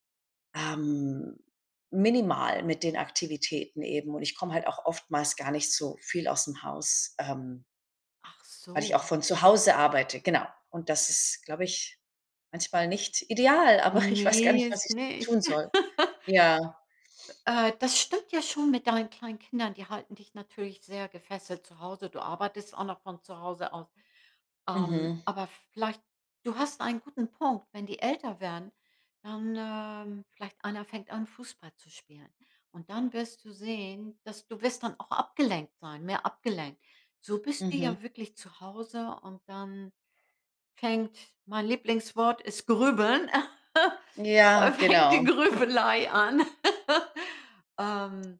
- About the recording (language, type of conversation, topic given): German, advice, Wie gehst du nach dem Umzug mit Heimweh und Traurigkeit um?
- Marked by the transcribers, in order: laughing while speaking: "aber ich weiß"; laugh; chuckle; laughing while speaking: "fängt die Grübelei"; laugh